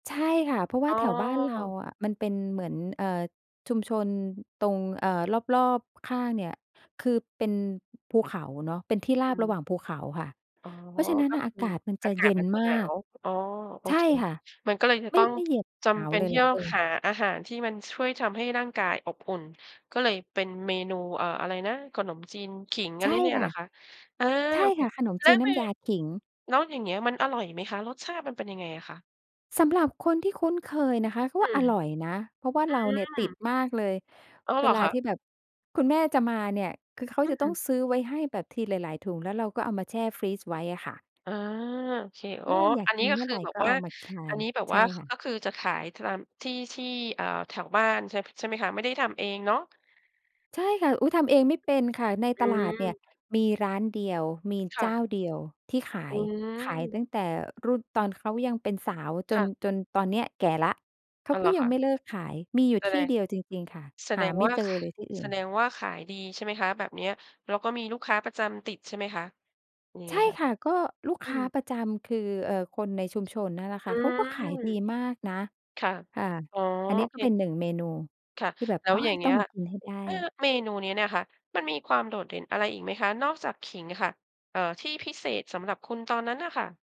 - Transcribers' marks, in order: none
- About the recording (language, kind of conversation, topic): Thai, podcast, เมนูโปรดที่ทำให้คุณคิดถึงบ้านคืออะไร?